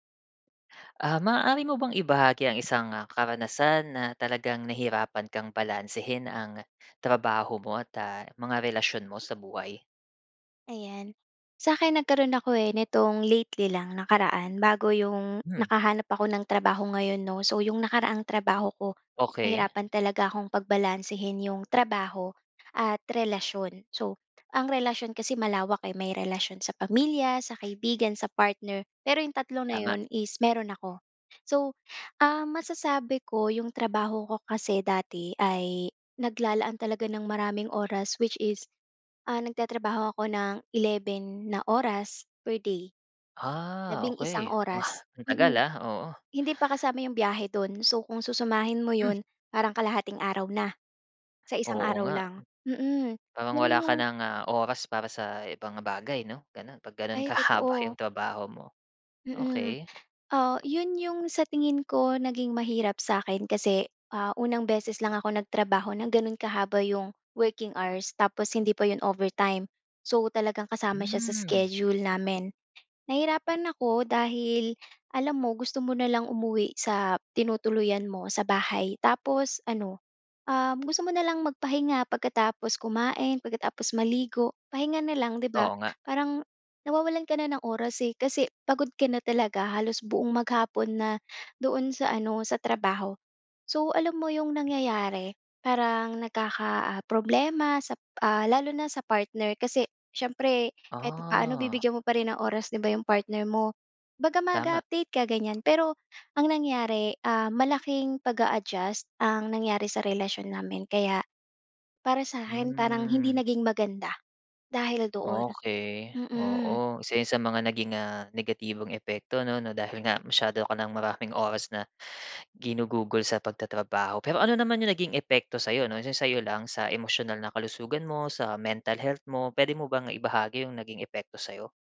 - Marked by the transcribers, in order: gasp; tapping; snort; gasp; other background noise; laughing while speaking: "kahaba yung"; in English: "working hours"; tongue click; "Kumbaga" said as "baga"; gasp
- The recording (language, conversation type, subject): Filipino, podcast, Ano ang pinakamahirap sa pagbabalansi ng trabaho at relasyon?
- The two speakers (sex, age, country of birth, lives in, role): female, 25-29, Philippines, Philippines, guest; male, 35-39, Philippines, Philippines, host